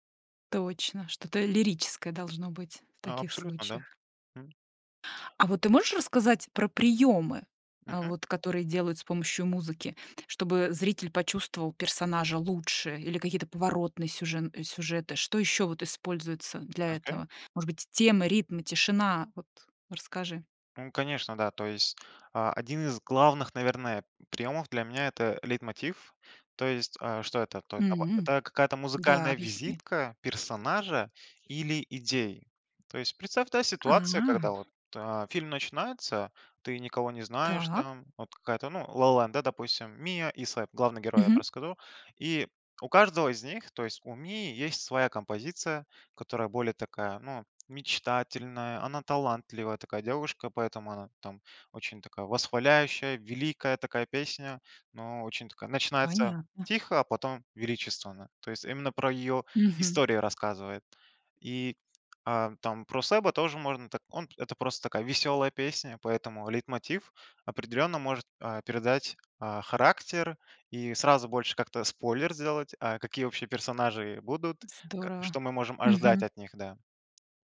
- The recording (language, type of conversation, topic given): Russian, podcast, Как хороший саундтрек помогает рассказу в фильме?
- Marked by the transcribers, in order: tapping; drawn out: "А"; "расскажу" said as "расскаду"